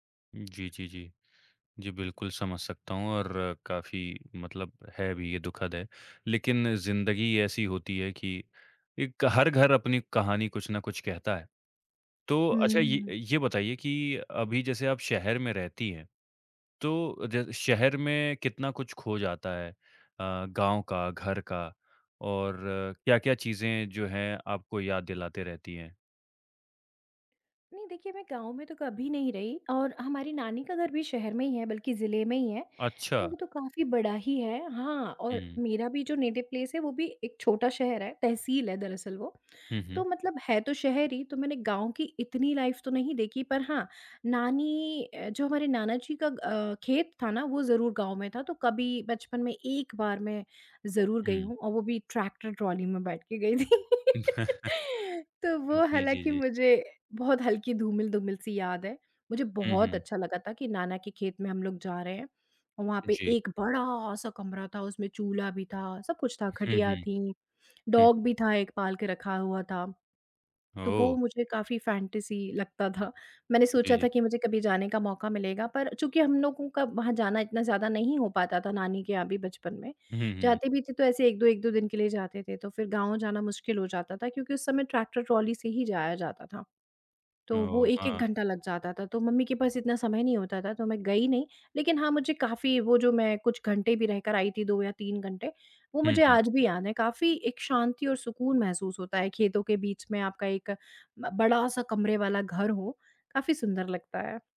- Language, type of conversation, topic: Hindi, podcast, आपको किन घरेलू खुशबुओं से बचपन की यादें ताज़ा हो जाती हैं?
- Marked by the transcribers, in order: tapping; in English: "नेटिव प्लेस"; in English: "लाइफ़"; laughing while speaking: "थी"; laugh; chuckle; lip smack; in English: "डॉग"; in English: "फ़ैंटेसी"